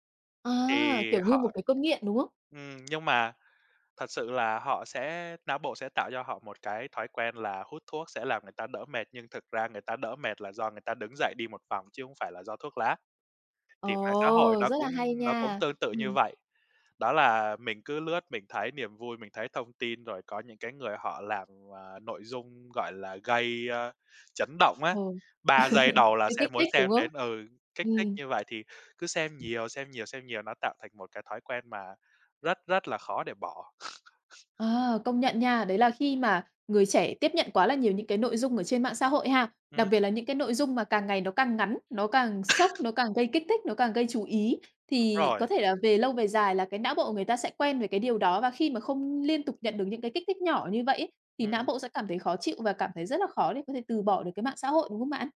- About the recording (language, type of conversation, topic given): Vietnamese, podcast, Lướt bảng tin quá nhiều có ảnh hưởng đến cảm giác giá trị bản thân không?
- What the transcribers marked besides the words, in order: tapping; laugh; other background noise; sniff; cough